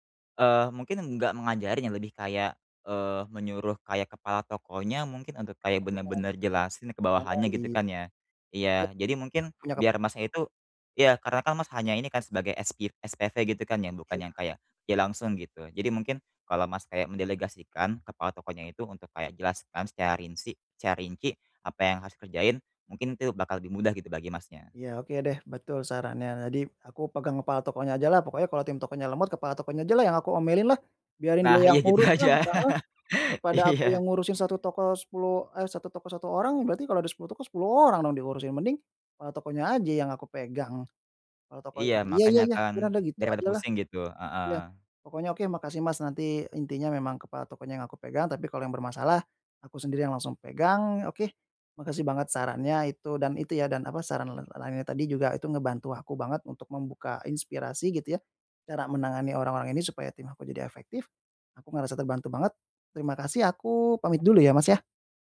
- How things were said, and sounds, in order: tapping; "secara" said as "ca"; laugh; laughing while speaking: "Iya"
- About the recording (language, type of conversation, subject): Indonesian, advice, Bagaimana cara membangun tim inti yang efektif untuk startup saya?
- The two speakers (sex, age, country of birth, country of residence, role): male, 20-24, Indonesia, Indonesia, advisor; male, 30-34, Indonesia, Indonesia, user